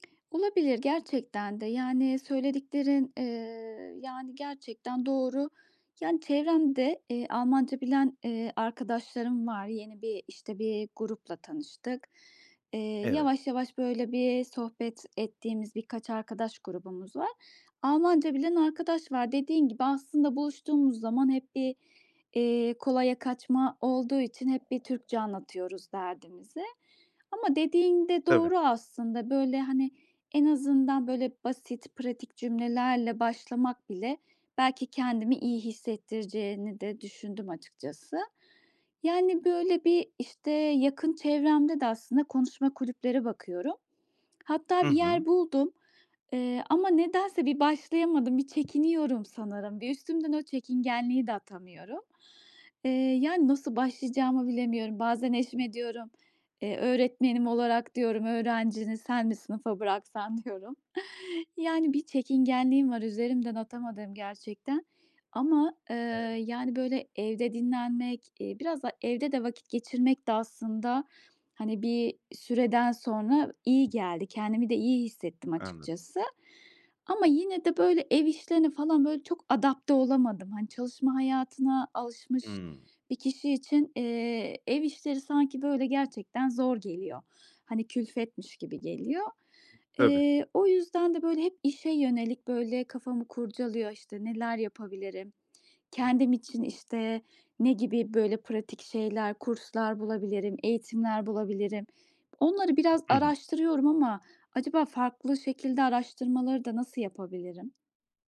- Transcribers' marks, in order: tapping
- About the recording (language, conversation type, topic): Turkish, advice, Yeni işe başlarken yeni rutinlere nasıl uyum sağlayabilirim?
- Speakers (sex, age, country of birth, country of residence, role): female, 35-39, Turkey, Austria, user; male, 30-34, Turkey, Greece, advisor